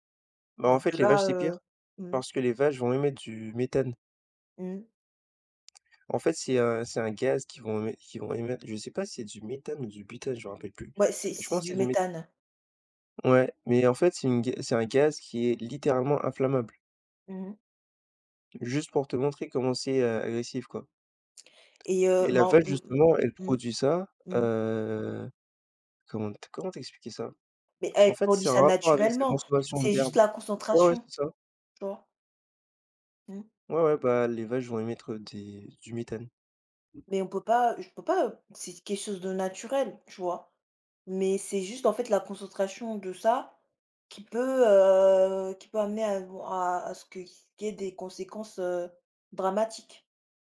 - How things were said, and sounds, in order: tapping; "vache" said as "vale"; drawn out: "heu"; other background noise; drawn out: "heu"
- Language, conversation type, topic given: French, unstructured, Pourquoi certaines entreprises refusent-elles de changer leurs pratiques polluantes ?
- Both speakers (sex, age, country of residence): female, 20-24, France; male, 20-24, France